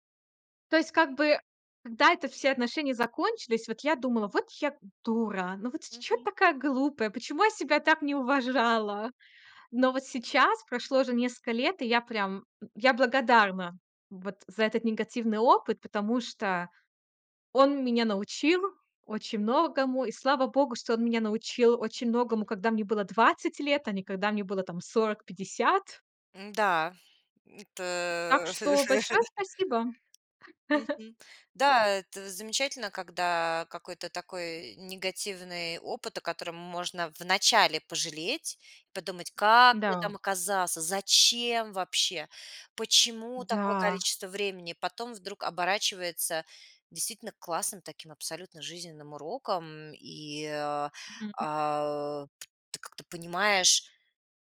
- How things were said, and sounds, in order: laugh; laugh; angry: "Как я там оказаться, зачем вообще, почему такое количество времени?"; tapping
- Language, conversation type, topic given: Russian, podcast, Как перестать надолго застревать в сожалениях?